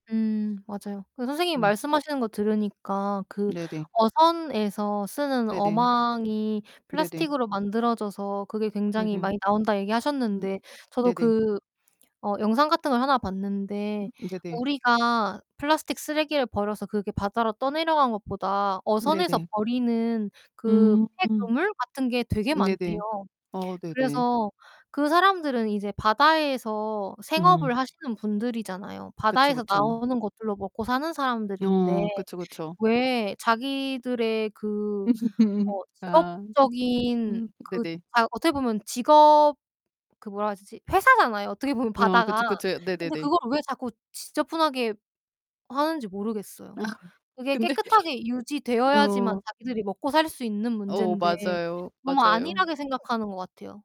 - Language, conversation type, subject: Korean, unstructured, 플라스틱 쓰레기가 바다에 어떤 영향을 미치나요?
- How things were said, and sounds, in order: other background noise; distorted speech; laugh; laughing while speaking: "아. 근데"